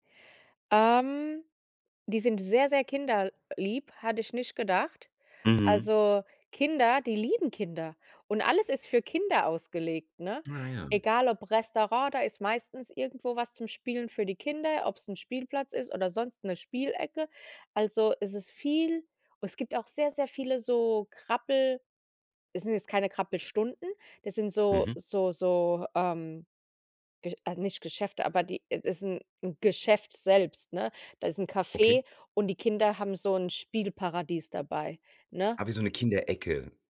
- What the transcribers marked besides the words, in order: other background noise
- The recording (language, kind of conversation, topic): German, podcast, Welche Begegnung im Ausland hat dich dazu gebracht, deine Vorurteile zu überdenken?